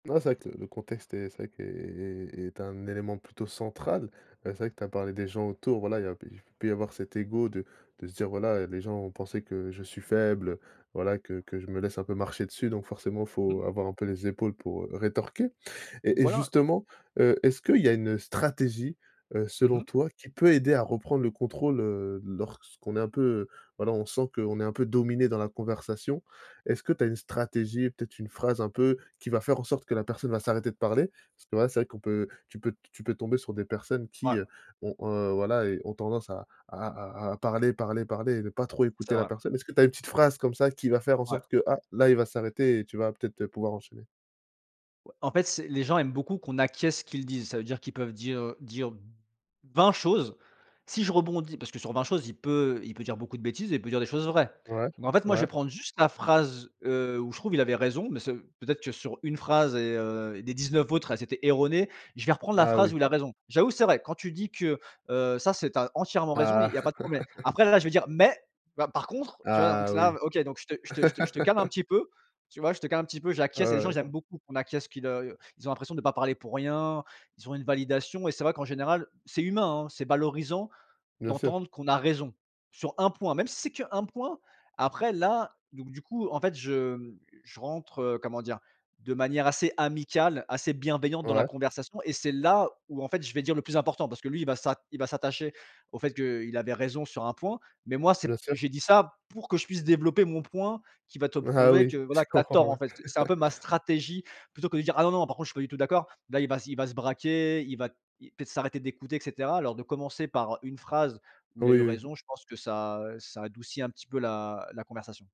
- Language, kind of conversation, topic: French, podcast, Comment réagis-tu quand quelqu’un te coupe la parole ?
- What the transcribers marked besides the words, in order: stressed: "stratégie"; stressed: "phrase"; stressed: "vingt"; other background noise; laugh; laugh; stressed: "raison"; chuckle